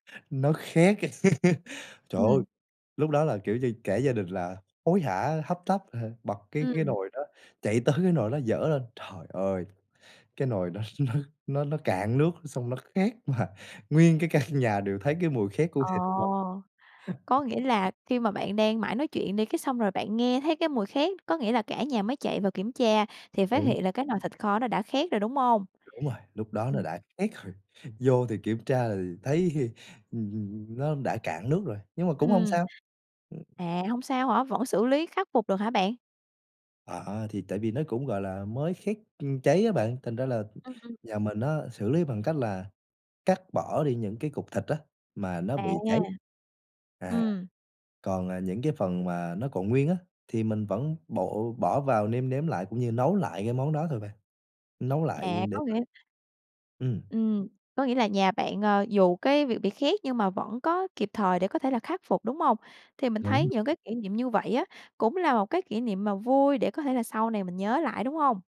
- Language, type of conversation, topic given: Vietnamese, podcast, Bạn có thể kể về một bữa ăn gia đình đáng nhớ của bạn không?
- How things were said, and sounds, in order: laugh; laughing while speaking: "nó"; laughing while speaking: "mà"; tapping; laughing while speaking: "căn"; unintelligible speech; laugh; other background noise; laughing while speaking: "rồi"